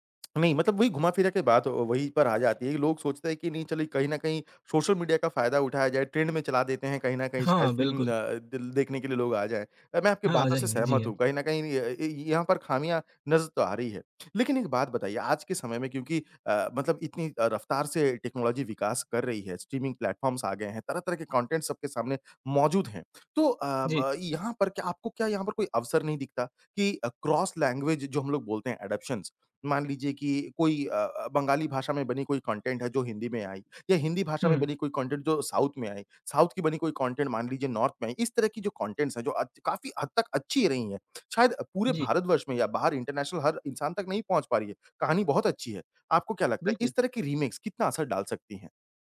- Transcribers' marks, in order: tapping; in English: "ट्रेंड"; in English: "टेक्नोलॉजी"; in English: "स्ट्रीमिंग प्लेटफॉर्म्स"; in English: "कॉन्टेंट"; in English: "क्रॉस लैंग्वेज"; in English: "अडॉप्शंस"; in English: "कॉन्टेंट"; other background noise; in English: "कॉन्टेंट"; in English: "साउथ"; in English: "साउथ"; in English: "कॉन्टेंट"; in English: "नॉर्थ"; in English: "कॉन्टेंट्स"; in English: "इंटरनेशनल"; in English: "रीमेक्स"
- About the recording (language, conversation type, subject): Hindi, podcast, क्या रीमेक मूल कृति से बेहतर हो सकते हैं?